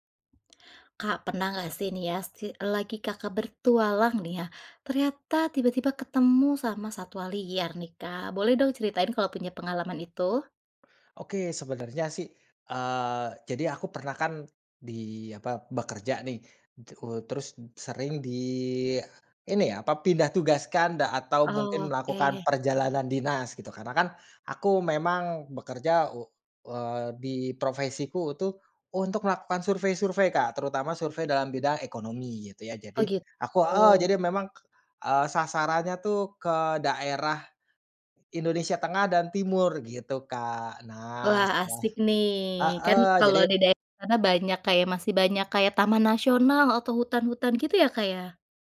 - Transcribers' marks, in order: tapping; "ya" said as "yas"
- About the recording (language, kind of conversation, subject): Indonesian, podcast, Bagaimana pengalamanmu bertemu satwa liar saat berpetualang?
- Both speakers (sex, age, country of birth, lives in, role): female, 35-39, Indonesia, Indonesia, host; male, 30-34, Indonesia, Indonesia, guest